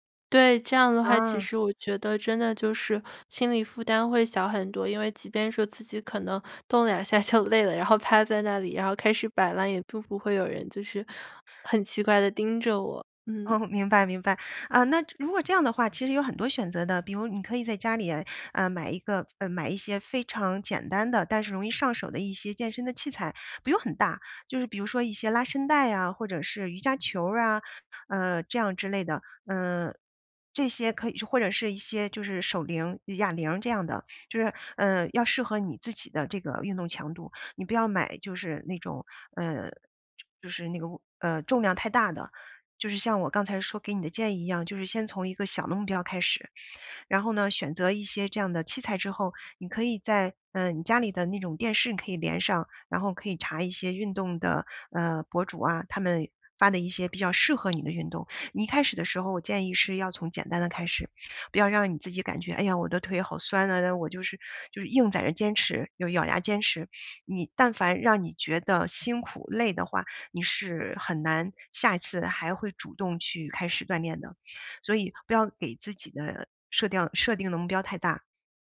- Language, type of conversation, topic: Chinese, advice, 你想开始锻炼却总是拖延、找借口，该怎么办？
- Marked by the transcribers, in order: tapping